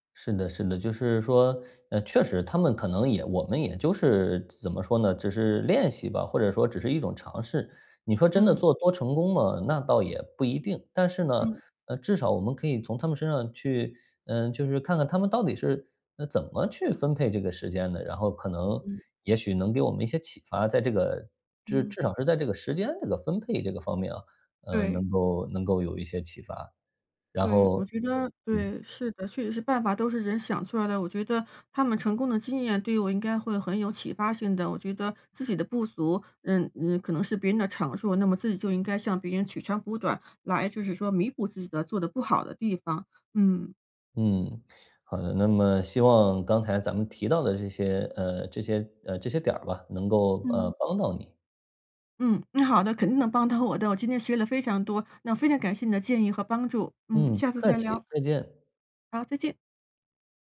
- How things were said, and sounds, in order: none
- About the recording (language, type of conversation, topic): Chinese, advice, 如何在时间不够的情况下坚持自己的爱好？